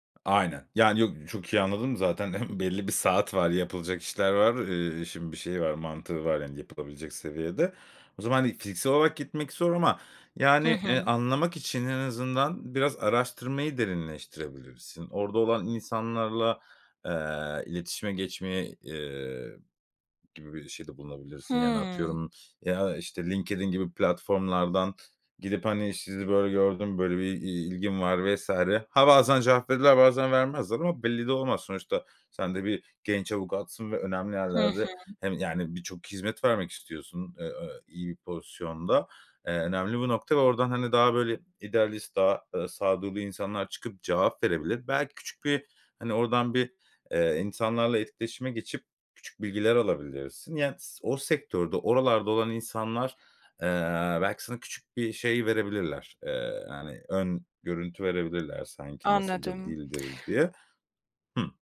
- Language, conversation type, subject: Turkish, advice, Mezuniyet sonrası ne yapmak istediğini ve amacını bulamıyor musun?
- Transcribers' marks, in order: other background noise; chuckle